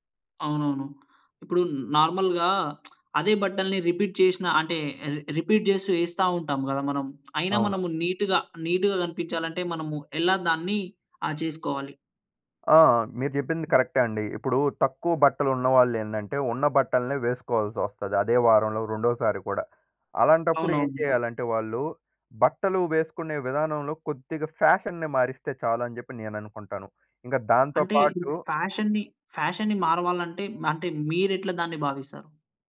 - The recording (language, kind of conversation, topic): Telugu, podcast, తక్కువ బడ్జెట్‌లో కూడా స్టైలుగా ఎలా కనిపించాలి?
- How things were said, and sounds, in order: in English: "నార్మల్‌గా"; lip smack; in English: "రిపీట్"; in English: "రిపీట్"; in English: "నీట్‌గా, నీట్‌గా"; in English: "కరెక్టే"; in English: "ఫ్యాషన్‌ని"; in English: "ఫ్యాషన్ని, ఫ్యాషన్ని"